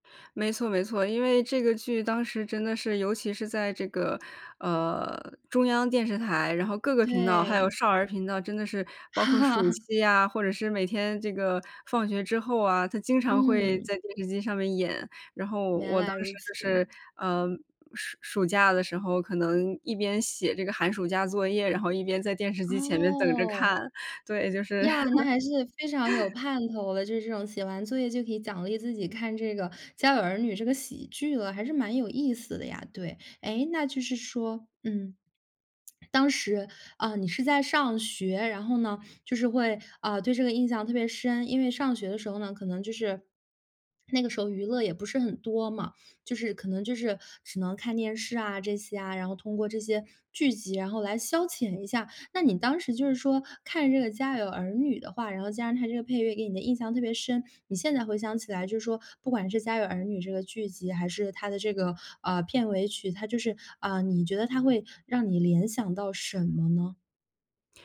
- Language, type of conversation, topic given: Chinese, podcast, 哪首歌最能唤起你最清晰的童年画面？
- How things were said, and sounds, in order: other background noise; laugh